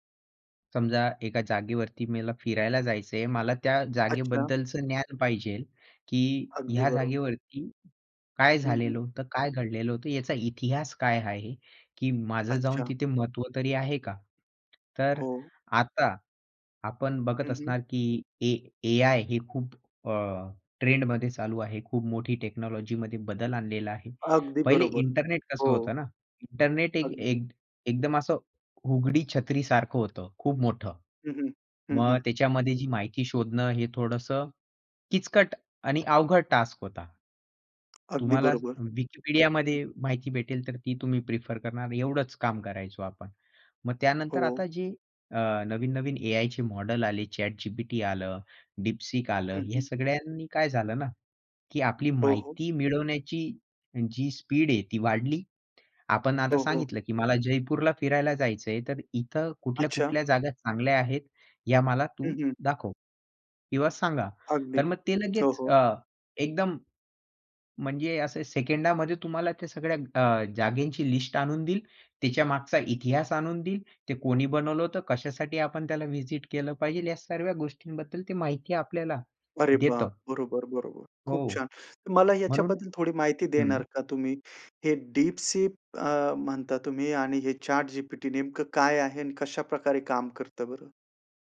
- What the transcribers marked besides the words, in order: tapping; in English: "टेक्नॉलॉजीमध्ये"; in English: "टास्क"; in English: "प्रिफर"; in English: "स्पीड"; other background noise; in English: "व्हिजिट"; "DeepSeek" said as "DeepSeep"; "ChatGPT" said as "चाटGPT"
- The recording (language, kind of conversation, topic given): Marathi, podcast, शैक्षणिक माहितीचा सारांश तुम्ही कशा पद्धतीने काढता?